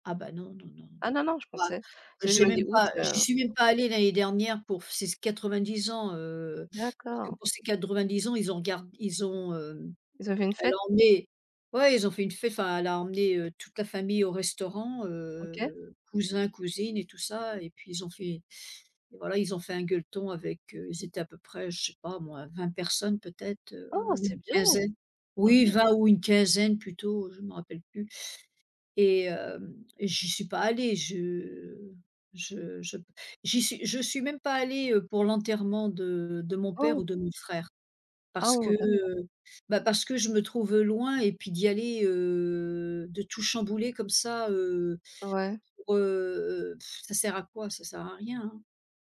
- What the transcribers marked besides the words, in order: drawn out: "heu"; drawn out: "heu"; scoff
- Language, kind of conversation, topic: French, unstructured, Pourquoi les traditions sont-elles importantes dans une société ?